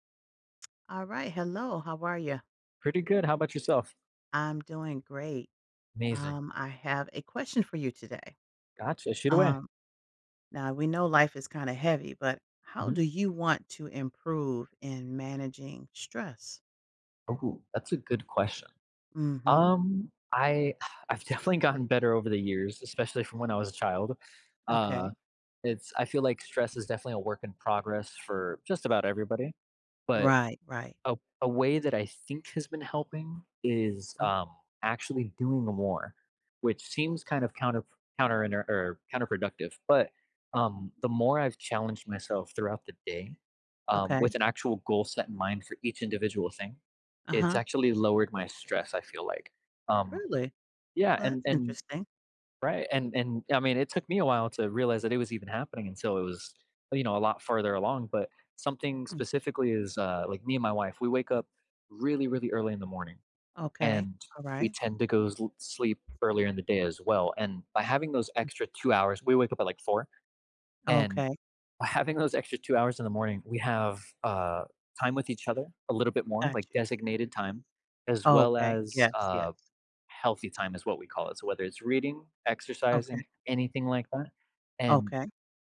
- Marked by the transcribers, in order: other background noise; laughing while speaking: "I've definitely gotten"; tapping
- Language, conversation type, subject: English, unstructured, How would you like to get better at managing stress?